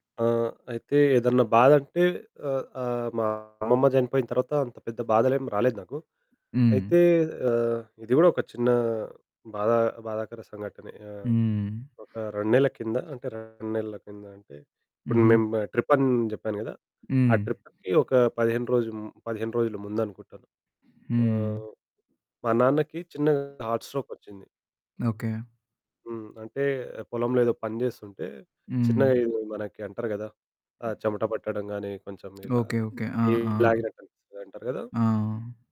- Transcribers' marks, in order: other background noise; distorted speech; in English: "ట్రిప్"; in English: "హార్ట్ స్ట్రోక్"; tapping
- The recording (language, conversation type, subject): Telugu, podcast, పాత బాధలను విడిచిపెట్టేందుకు మీరు ఎలా ప్రయత్నిస్తారు?